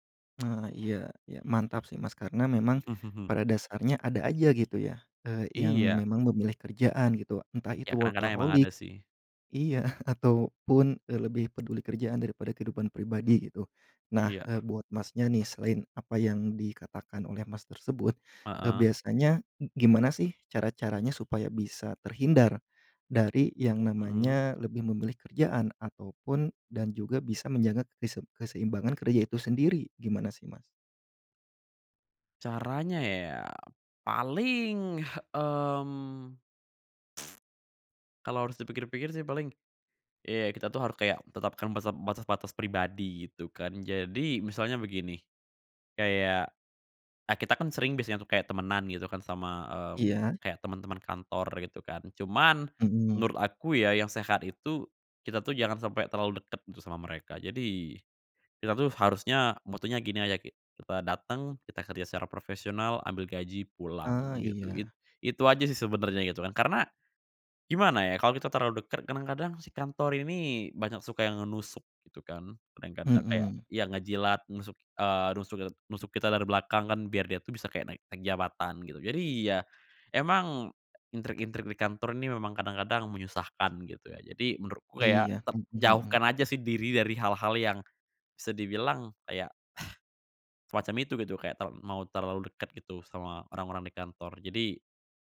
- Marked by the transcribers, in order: chuckle; in English: "workaholic"; other background noise; grunt
- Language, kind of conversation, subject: Indonesian, podcast, Gimana kamu menjaga keseimbangan kerja dan kehidupan pribadi?